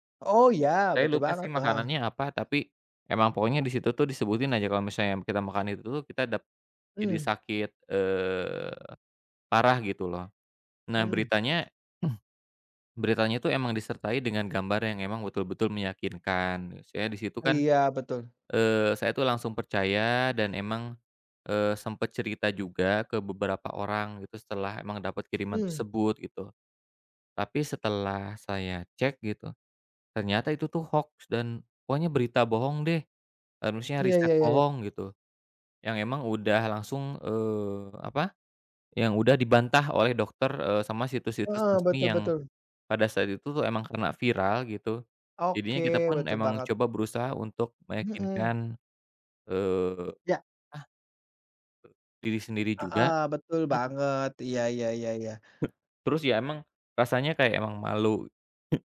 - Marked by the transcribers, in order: other background noise; throat clearing; hiccup; hiccup
- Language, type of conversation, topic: Indonesian, unstructured, Bagaimana cara memilih berita yang tepercaya?
- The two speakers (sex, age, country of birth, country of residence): male, 30-34, Indonesia, Indonesia; male, 35-39, Indonesia, Indonesia